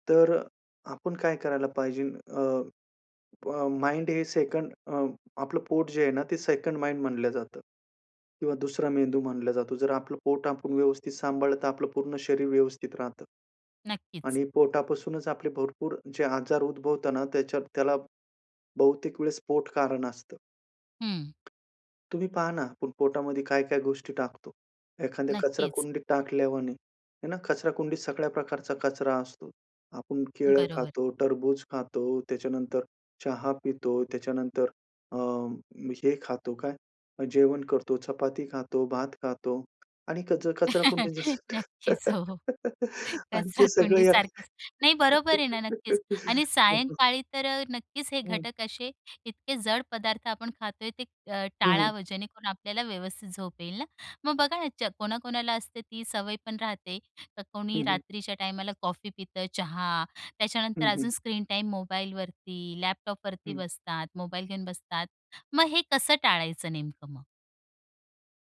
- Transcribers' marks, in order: in English: "माइंड"; in English: "सेकंड"; in English: "सेकंड माइंड"; other background noise; tapping; chuckle; laughing while speaking: "नक्कीच हो, कचराकुंडीसारखेच"; laughing while speaking: "जसं, टाक आणि ते सगळं एक"; laugh; unintelligible speech
- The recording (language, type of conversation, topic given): Marathi, podcast, झोप सुधारण्यासाठी तुम्हाला काय उपयोगी वाटते?